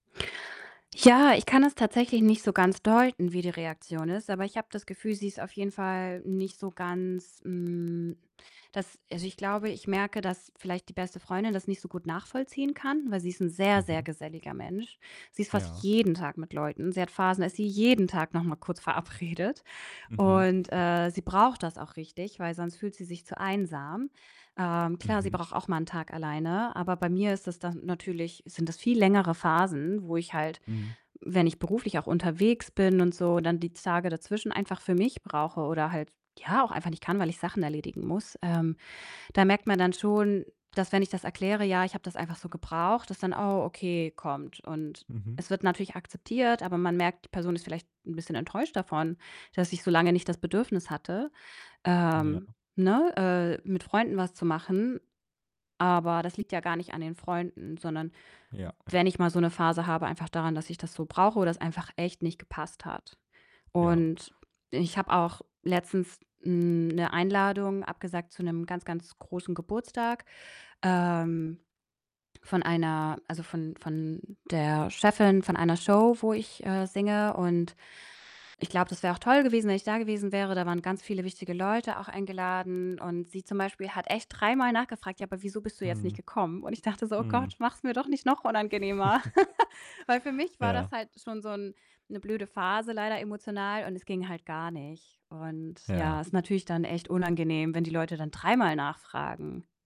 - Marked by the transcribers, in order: distorted speech; stressed: "jeden"; stressed: "jeden"; chuckle; laughing while speaking: "verabredet"; other background noise; static; chuckle; laugh
- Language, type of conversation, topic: German, advice, Wie finde ich eine Balance zwischen Geselligkeit und Alleinsein?